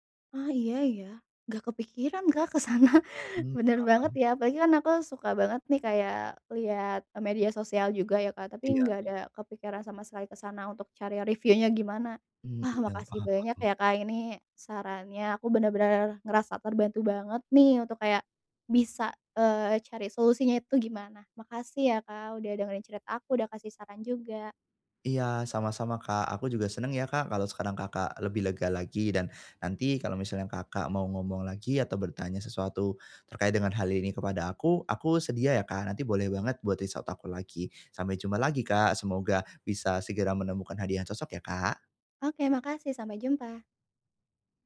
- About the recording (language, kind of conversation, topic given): Indonesian, advice, Bagaimana caranya memilih hadiah yang tepat untuk orang lain?
- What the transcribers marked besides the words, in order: laughing while speaking: "ke sana"; in English: "reach out"